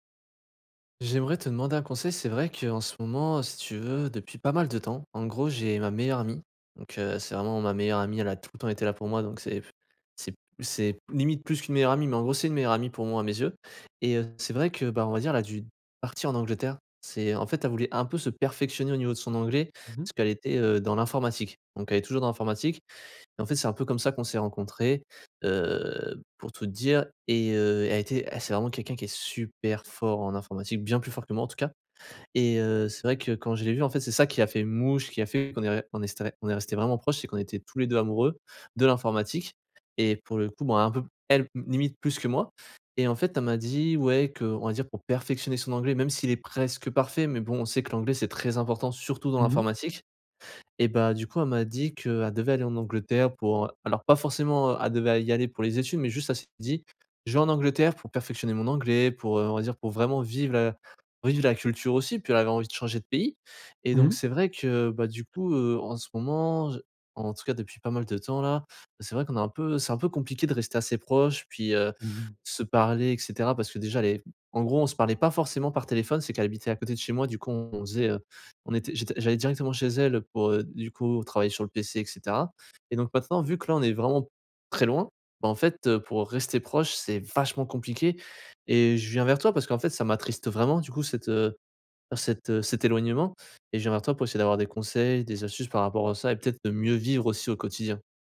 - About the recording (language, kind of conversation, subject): French, advice, Comment puis-je rester proche de mon partenaire malgré une relation à distance ?
- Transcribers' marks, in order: stressed: "perfectionner"; stressed: "super"; "est" said as "estré"; stressed: "très"; stressed: "surtout"; other background noise; stressed: "très"; stressed: "vachement"; stressed: "vivre"